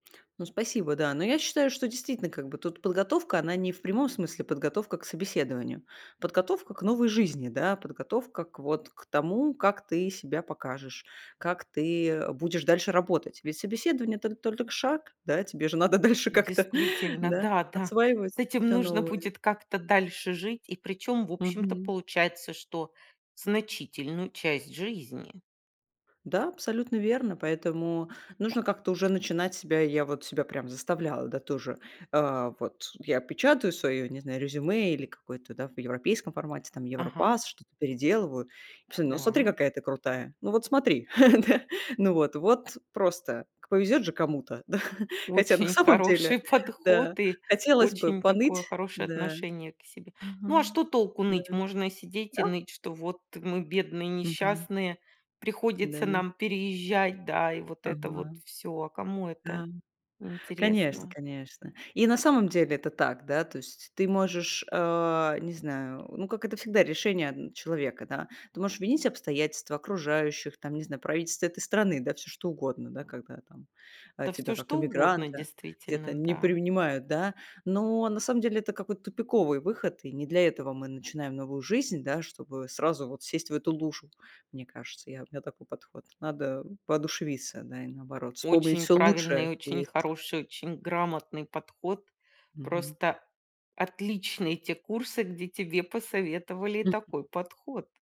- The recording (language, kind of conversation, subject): Russian, podcast, Как вы обычно готовитесь к собеседованию?
- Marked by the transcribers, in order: joyful: "да, да"; drawn out: "А"; laughing while speaking: "да?"; laughing while speaking: "хороший подход"; laughing while speaking: "да?"; laughing while speaking: "на самом деле"